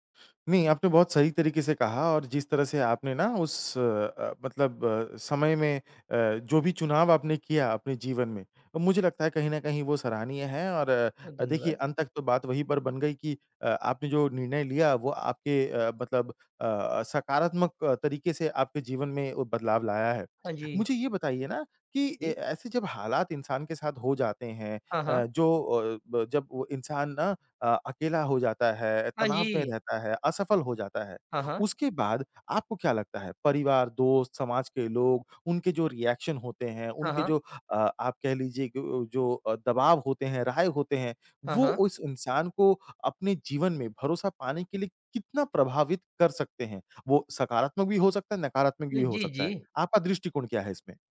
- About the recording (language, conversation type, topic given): Hindi, podcast, असफलता के बाद आपने खुद पर भरोसा दोबारा कैसे पाया?
- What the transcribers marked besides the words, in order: in English: "रिएक्शन"